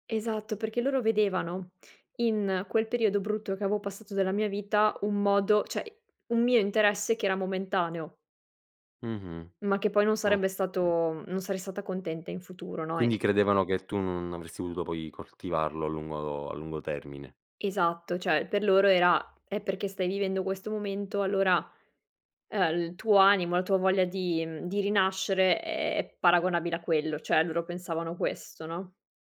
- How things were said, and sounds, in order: "cioè" said as "ceh"; other background noise
- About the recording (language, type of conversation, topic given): Italian, podcast, Come racconti una storia che sia personale ma universale?